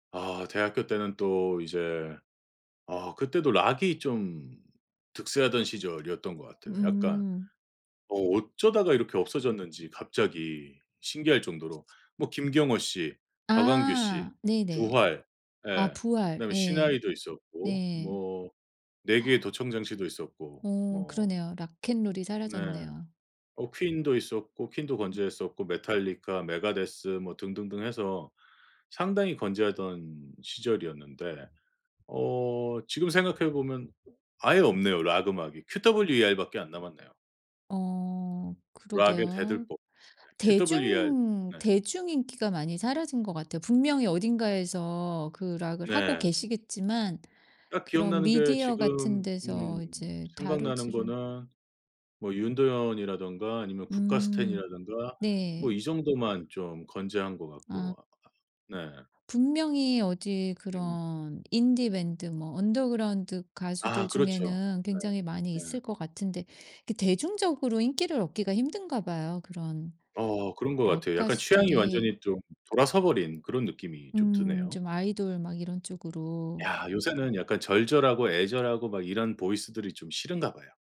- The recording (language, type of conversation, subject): Korean, podcast, 학창 시절에 늘 듣던 노래가 있나요?
- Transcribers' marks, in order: other background noise; gasp; tapping